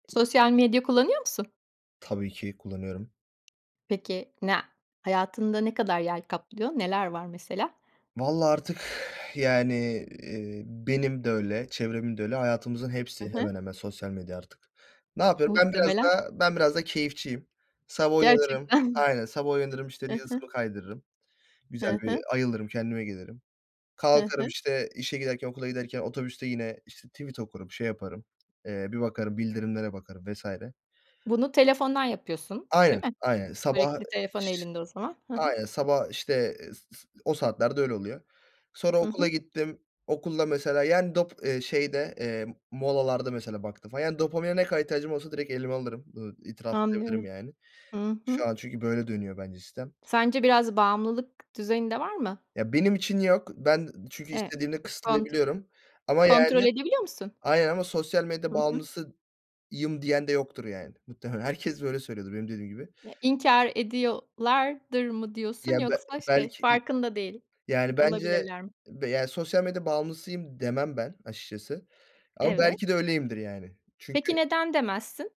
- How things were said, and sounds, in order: other background noise; tapping; exhale; laughing while speaking: "Gerçekten!"; in English: "tweet"; unintelligible speech
- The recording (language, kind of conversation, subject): Turkish, podcast, Sosyal medyayı hayatında nasıl kullanıyorsun, biraz paylaşır mısın?